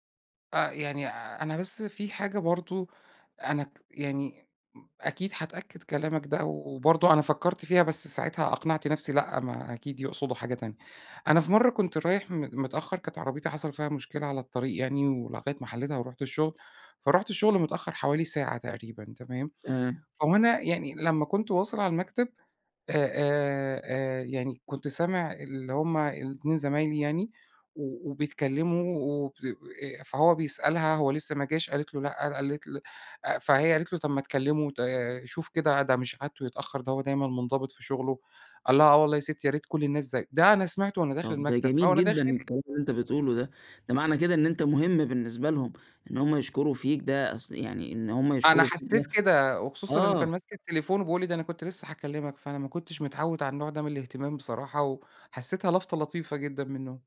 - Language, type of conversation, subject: Arabic, advice, إزاي أقدر أوصف قلقي الاجتماعي وخوفي من التفاعل وسط مجموعات؟
- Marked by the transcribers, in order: unintelligible speech; other background noise; unintelligible speech